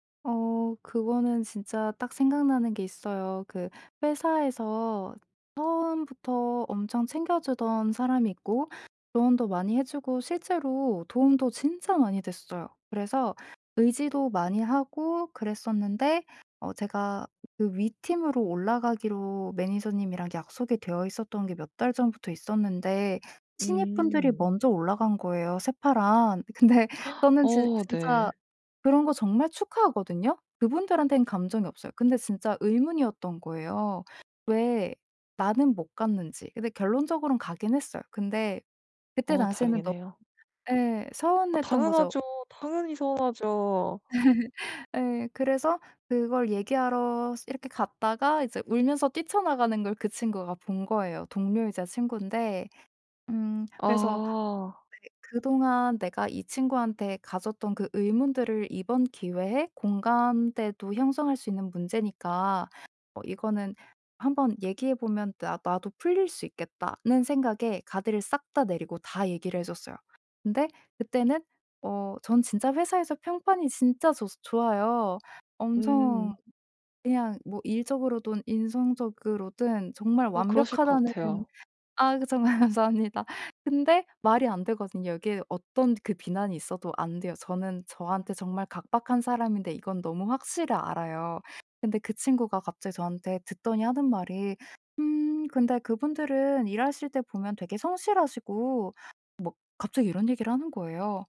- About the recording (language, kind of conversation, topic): Korean, advice, 피드백이 건설적인지 공격적인 비판인지 간단히 어떻게 구분할 수 있을까요?
- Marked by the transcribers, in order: tapping; other background noise; laughing while speaking: "근데"; gasp; laugh; laughing while speaking: "정말 감사합니다"